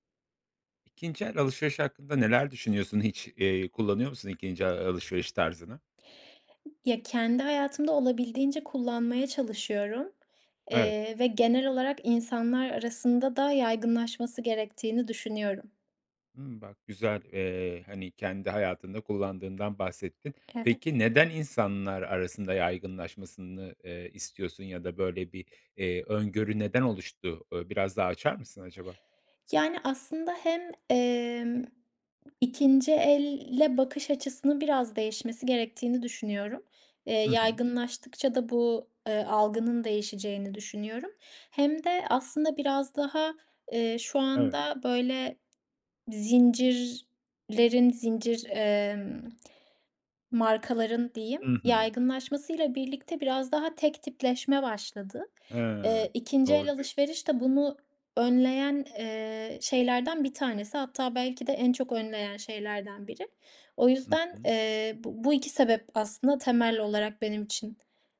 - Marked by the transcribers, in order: lip smack
- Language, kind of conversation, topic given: Turkish, podcast, İkinci el alışveriş hakkında ne düşünüyorsun?